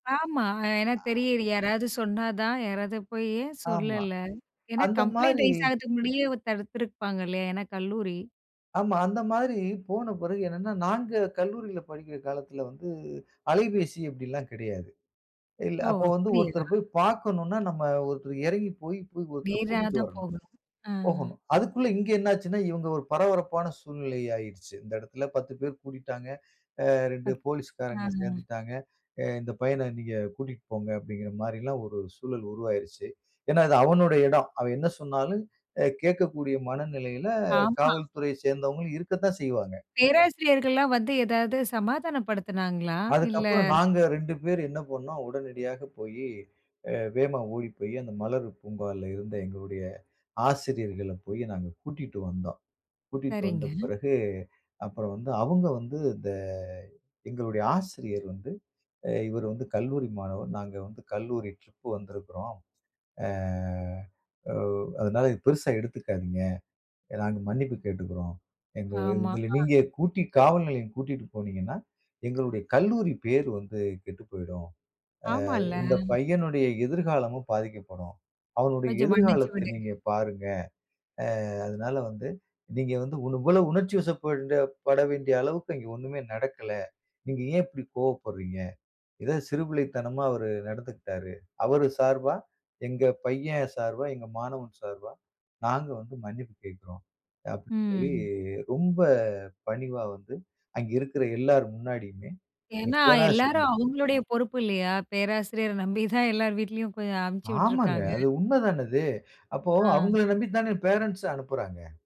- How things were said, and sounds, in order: in English: "கம்ப்ளைண்ட் ரைஸ்"; unintelligible speech; other background noise; drawn out: "இந்த"; in English: "ட்ரிப்"; drawn out: "அ"; in English: "பேரன்ட்ஸ்"
- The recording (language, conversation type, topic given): Tamil, podcast, பயணத்தின் போது உங்களுக்கு நடந்த மறக்கமுடியாத சம்பவம் என்ன?